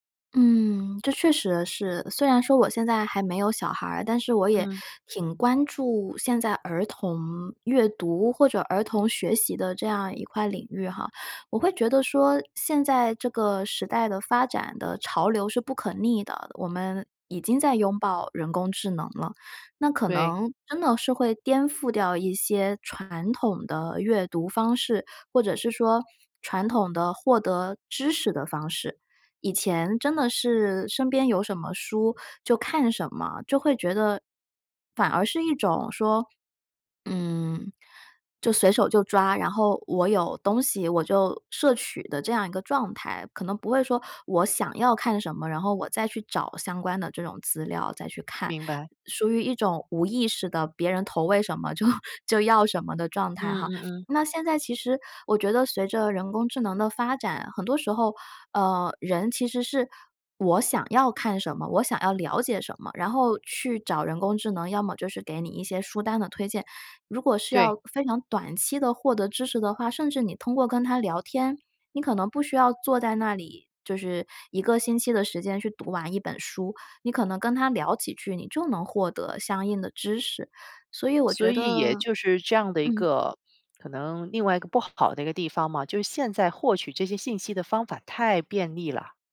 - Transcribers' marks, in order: other background noise; laughing while speaking: "就"
- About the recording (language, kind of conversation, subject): Chinese, podcast, 有哪些小习惯能带来长期回报？